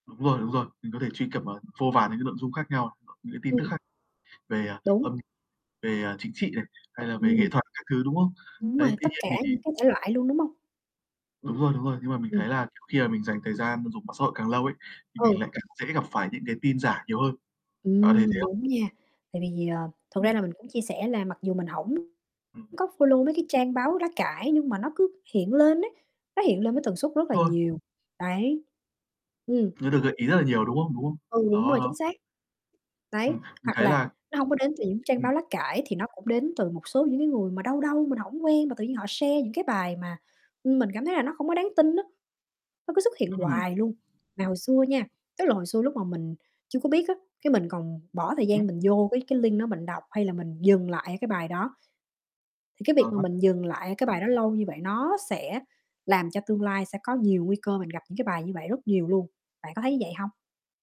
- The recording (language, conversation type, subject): Vietnamese, unstructured, Bạn có lo ngại về việc thông tin sai lệch lan truyền nhanh không?
- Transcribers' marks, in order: tapping; other background noise; static; distorted speech; other noise; in English: "follow"; in English: "share"; in English: "link"